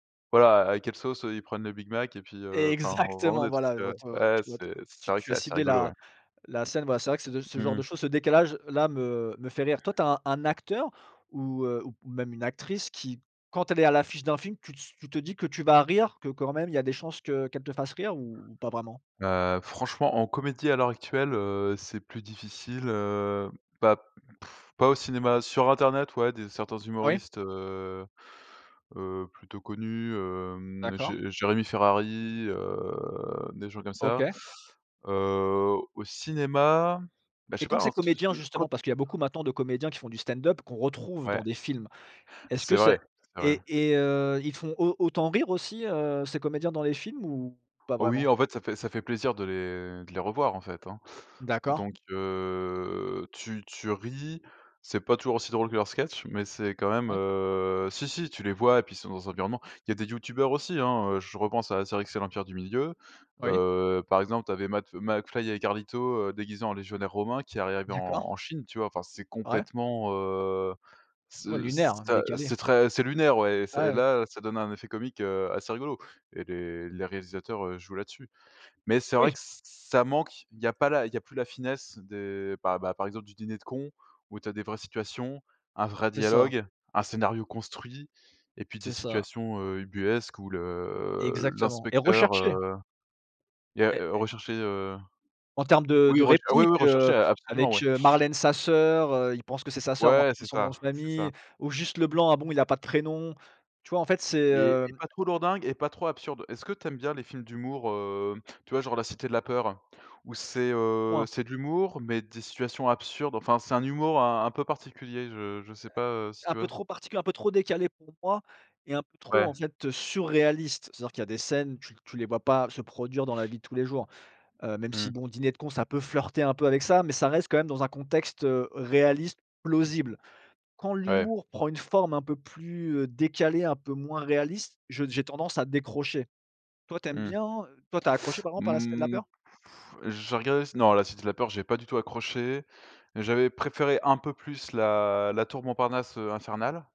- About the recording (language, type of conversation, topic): French, unstructured, Quel film t’a fait rire aux éclats récemment ?
- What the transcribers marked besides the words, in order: other background noise; drawn out: "heu"; tapping; drawn out: "heu"; sniff; other noise; blowing